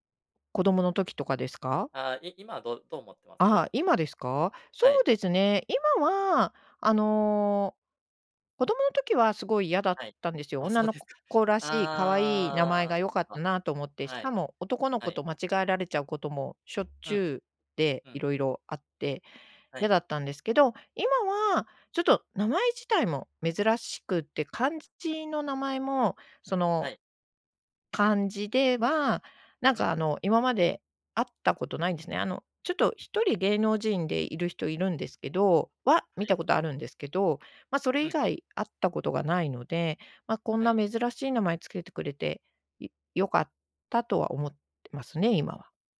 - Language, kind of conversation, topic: Japanese, podcast, 名前の由来や呼び方について教えてくれますか？
- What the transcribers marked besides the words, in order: none